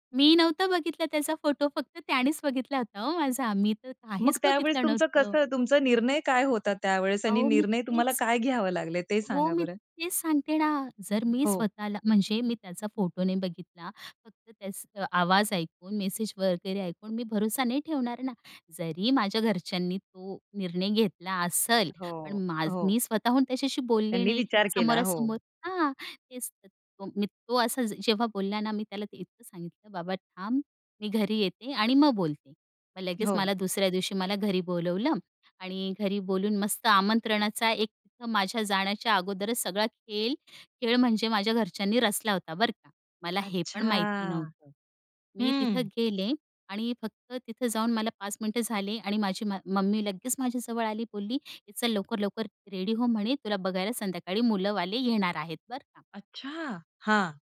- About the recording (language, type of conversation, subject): Marathi, podcast, एका फोन कॉलने तुमचं आयुष्य कधी बदललं आहे का?
- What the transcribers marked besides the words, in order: tapping; other noise; drawn out: "अच्छा!"; surprised: "अच्छा!"